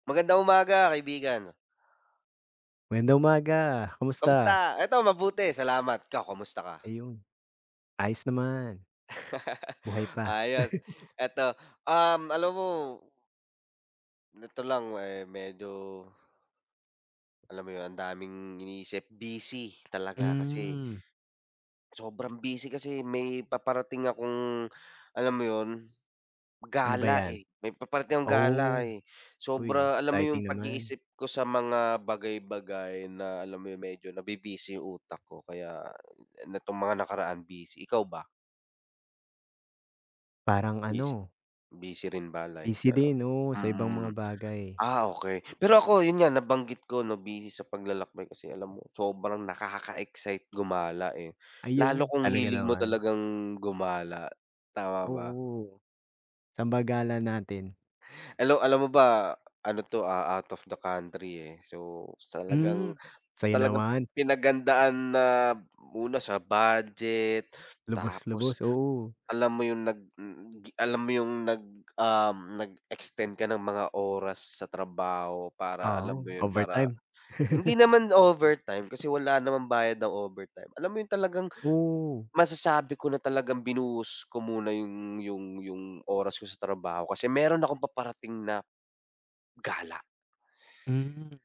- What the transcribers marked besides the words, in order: chuckle; tapping; tongue click; other animal sound; other background noise; chuckle; stressed: "gala"
- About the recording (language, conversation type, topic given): Filipino, unstructured, Ano ang natutuhan mo sa paglalakbay na hindi mo matutuhan sa mga libro?